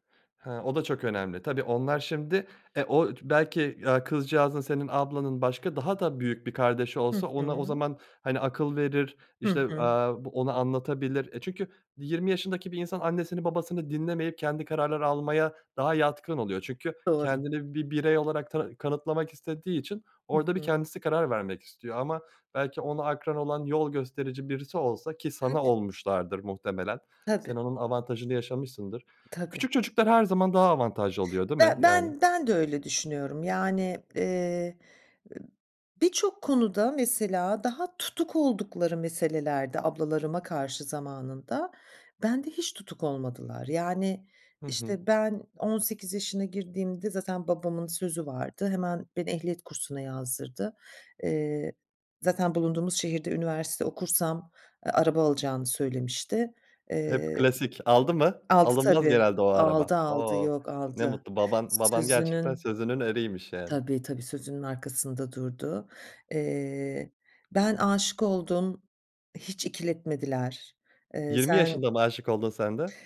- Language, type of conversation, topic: Turkish, podcast, Çocukluğunuzda aileniz içinde sizi en çok etkileyen an hangisiydi?
- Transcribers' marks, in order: tapping; other background noise